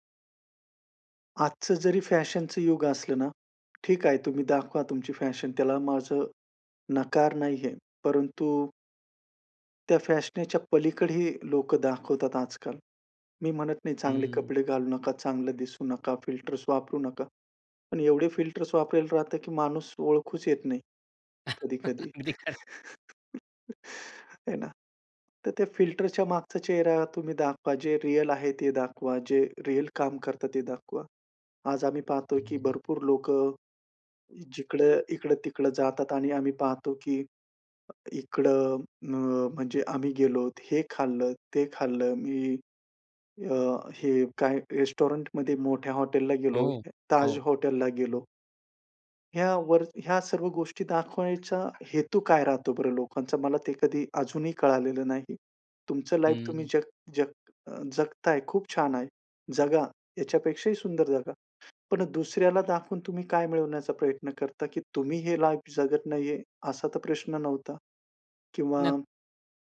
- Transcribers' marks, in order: in English: "फिल्टर्स"; in English: "फिल्टर्स"; chuckle; chuckle; in English: "फिल्टरच्या"; other background noise; in English: "रेस्टॉरंटमध्ये"; in English: "लाईफ"; in English: "लाईफ"
- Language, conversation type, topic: Marathi, podcast, ऑनलाइन आणि वास्तव आयुष्यातली ओळख वेगळी वाटते का?